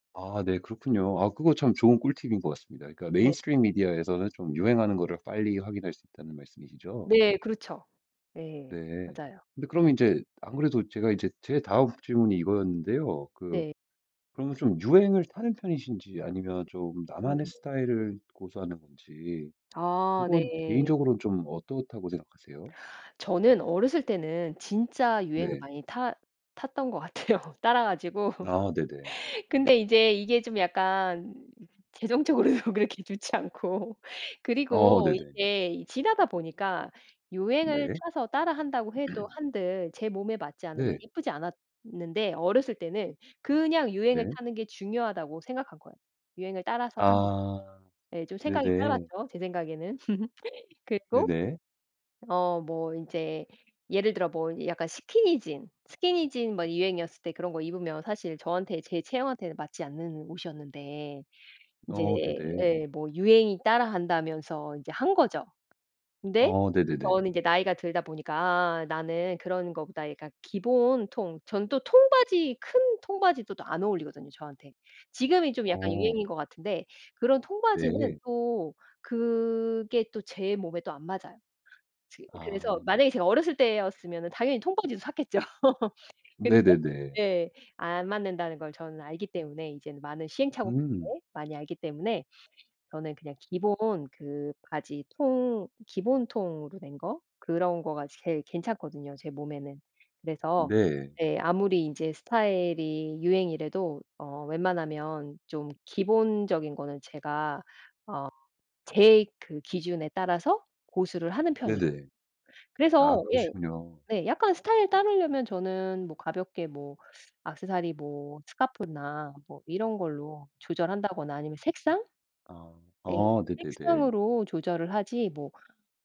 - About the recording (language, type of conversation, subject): Korean, podcast, 스타일 영감은 보통 어디서 얻나요?
- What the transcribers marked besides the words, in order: in English: "메인 스트림 미디어에서는"; other background noise; laughing while speaking: "같아요"; laugh; laughing while speaking: "재정적으로도 그렇게 좋지 않고"; throat clearing; laugh; laugh